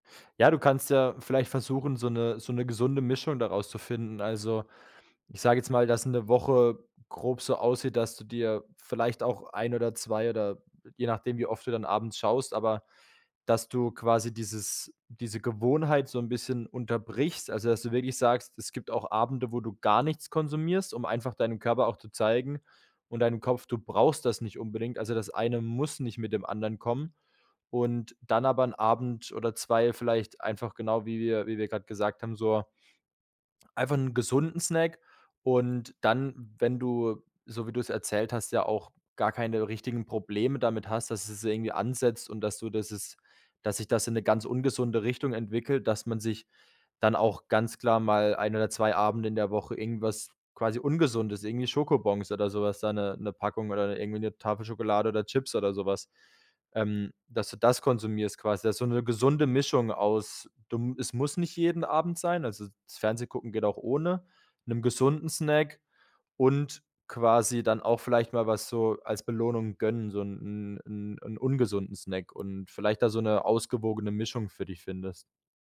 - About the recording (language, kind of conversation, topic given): German, advice, Isst du manchmal aus Langeweile oder wegen starker Gefühle?
- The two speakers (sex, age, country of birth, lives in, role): female, 55-59, Germany, Italy, user; male, 25-29, Germany, Germany, advisor
- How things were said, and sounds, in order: none